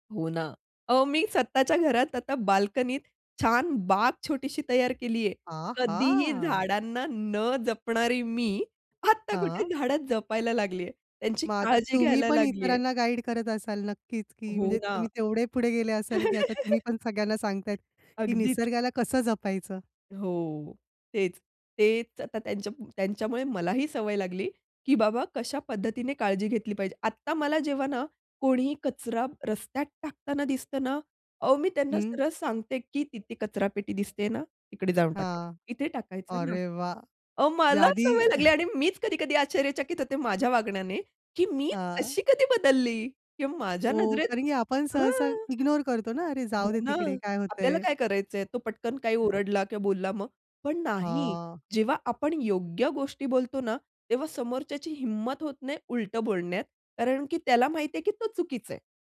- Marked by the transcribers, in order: other background noise; chuckle; tapping
- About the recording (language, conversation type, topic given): Marathi, podcast, एखाद्या अचानक झालेल्या भेटीने तुमचा जगाकडे पाहण्याचा दृष्टिकोन बदलला आहे का?